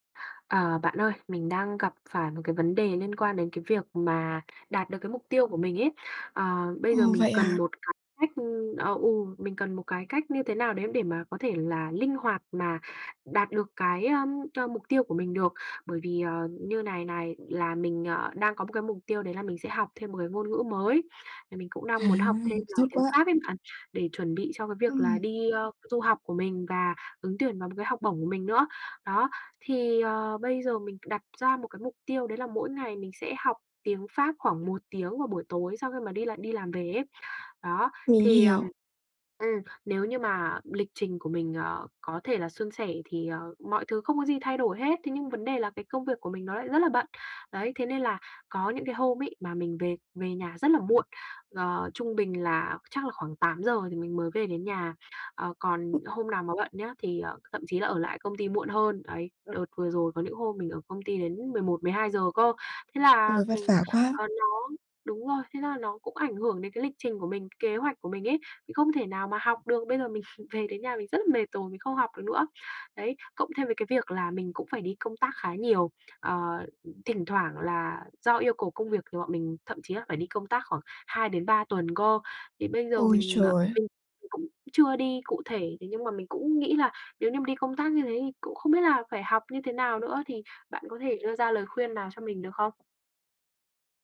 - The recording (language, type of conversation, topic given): Vietnamese, advice, Làm sao tôi có thể linh hoạt điều chỉnh kế hoạch khi mục tiêu thay đổi?
- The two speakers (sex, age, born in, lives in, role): female, 20-24, Vietnam, Vietnam, advisor; female, 20-24, Vietnam, Vietnam, user
- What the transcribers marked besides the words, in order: tapping; other noise; laughing while speaking: "mình"